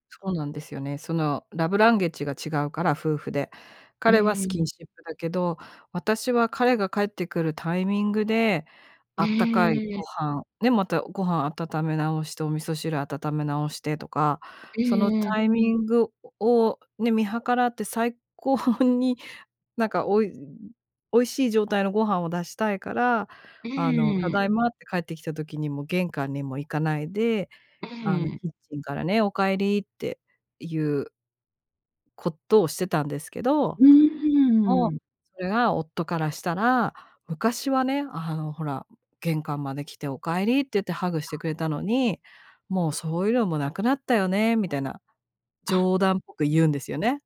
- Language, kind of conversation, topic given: Japanese, podcast, 愛情表現の違いが摩擦になることはありましたか？
- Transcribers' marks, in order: laughing while speaking: "最高に"